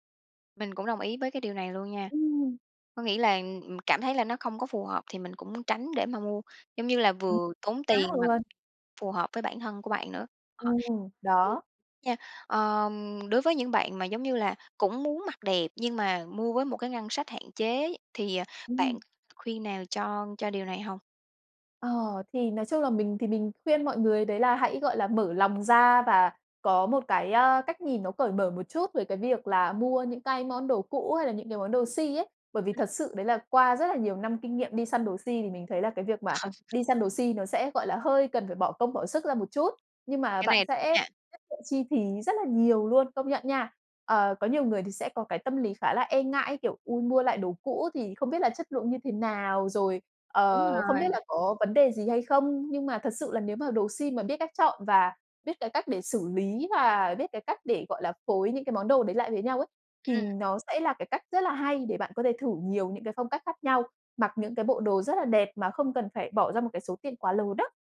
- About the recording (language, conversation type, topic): Vietnamese, podcast, Bạn có bí quyết nào để mặc đẹp mà vẫn tiết kiệm trong điều kiện ngân sách hạn chế không?
- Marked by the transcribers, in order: tapping; other background noise; unintelligible speech; unintelligible speech; laughing while speaking: "Ờ"